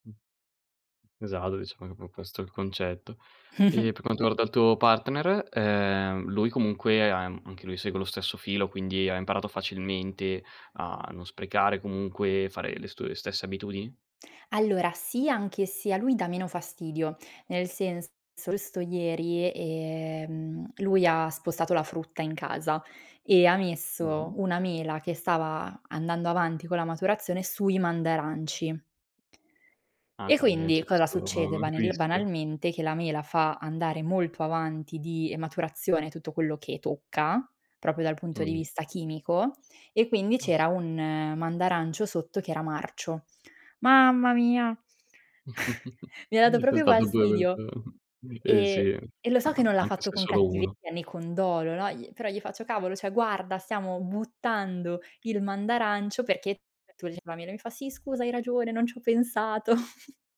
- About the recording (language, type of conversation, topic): Italian, podcast, Come riesci a ridurre gli sprechi in cucina senza impazzire?
- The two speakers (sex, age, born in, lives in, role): female, 25-29, Italy, France, guest; male, 20-24, Italy, Italy, host
- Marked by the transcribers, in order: other background noise; "Esatto" said as "esado"; unintelligible speech; tapping; snort; chuckle; unintelligible speech; chuckle; "cioè" said as "ceh"; snort